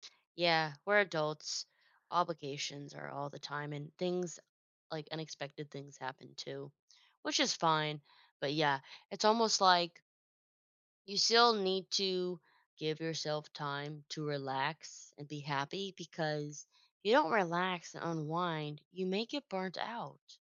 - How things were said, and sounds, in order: none
- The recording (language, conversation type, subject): English, unstructured, What is your favorite activity for relaxing and unwinding?